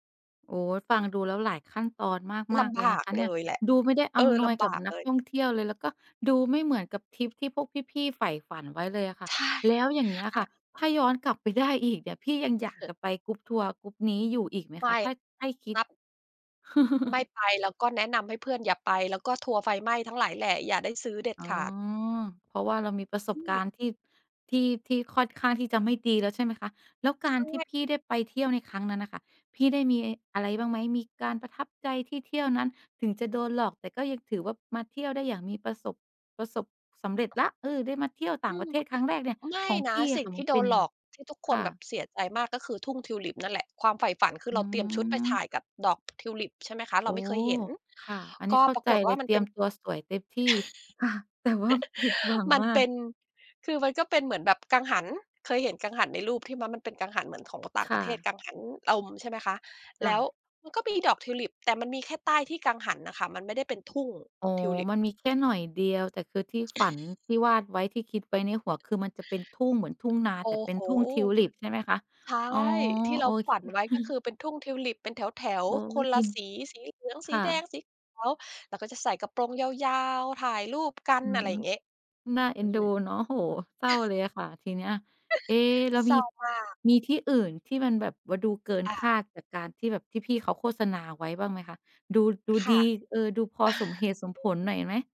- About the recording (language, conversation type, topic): Thai, podcast, คุณเคยโดนหลอกตอนเที่ยวไหม แล้วได้เรียนรู้อะไร?
- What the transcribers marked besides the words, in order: other background noise; tapping; chuckle; laugh; chuckle; chuckle; chuckle